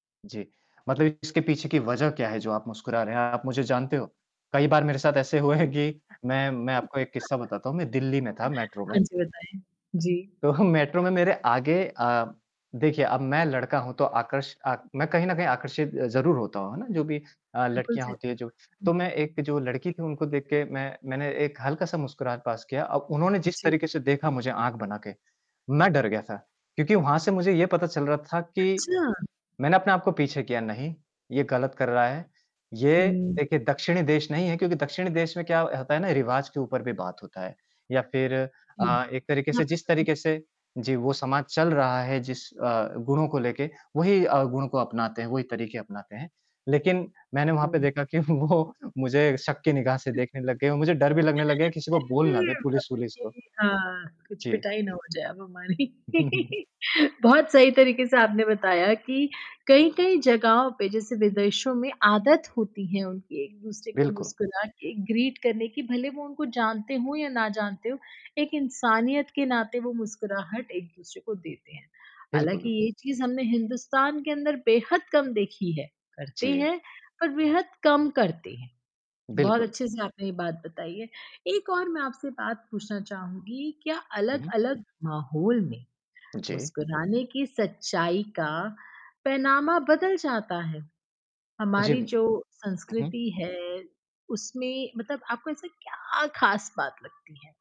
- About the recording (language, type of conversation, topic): Hindi, podcast, किस तरह की मुस्कान आपको सबसे सच्ची लगती है?
- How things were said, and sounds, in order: laughing while speaking: "हुआ हैं कि"; static; unintelligible speech; other background noise; distorted speech; laughing while speaking: "तो"; in English: "पास"; unintelligible speech; laughing while speaking: "कि वो"; unintelligible speech; other noise; laughing while speaking: "हमारी"; chuckle; in English: "ग्रीट"; "पैमाना" said as "पैनामा"